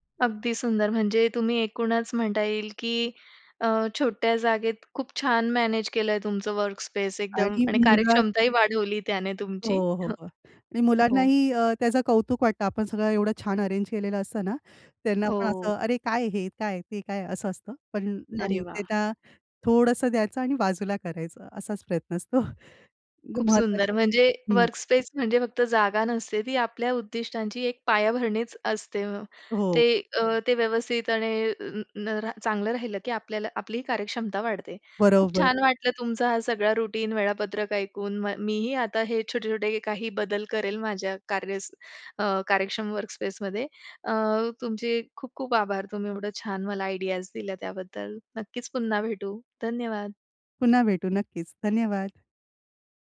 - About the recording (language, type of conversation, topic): Marathi, podcast, कार्यक्षम कामाची जागा कशी तयार कराल?
- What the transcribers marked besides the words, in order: in English: "वर्कस्पेस"; chuckle; other background noise; in English: "वर्कस्पेस"; in English: "रुटीन"; in English: "वर्कस्पेसमध्ये"; in English: "आयडियाज"